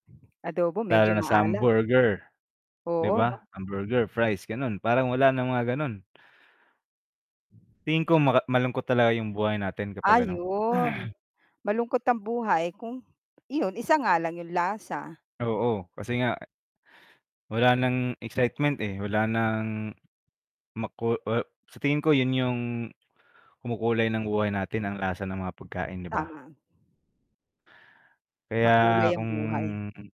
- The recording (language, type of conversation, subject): Filipino, unstructured, Paano makaaapekto sa ating pagkain kung lahat ng pagkain ay may iisang lasa?
- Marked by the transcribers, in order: tapping; static; throat clearing